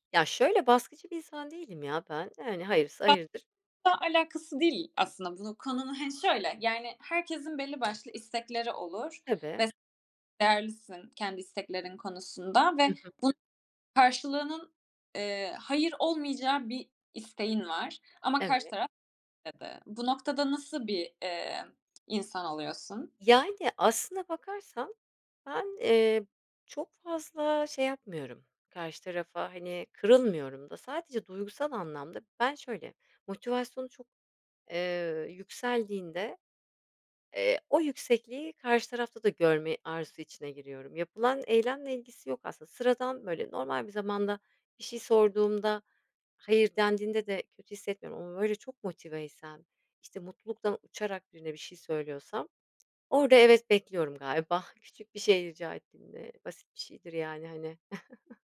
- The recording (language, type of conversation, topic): Turkish, podcast, Açıkça “hayır” demek sana zor geliyor mu?
- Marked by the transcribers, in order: other background noise; unintelligible speech; tapping; chuckle